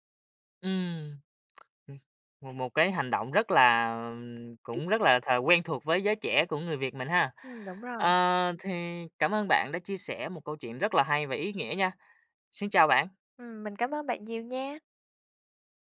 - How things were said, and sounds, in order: tongue click; unintelligible speech
- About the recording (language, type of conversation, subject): Vietnamese, podcast, Gia đình ảnh hưởng đến những quyết định quan trọng trong cuộc đời bạn như thế nào?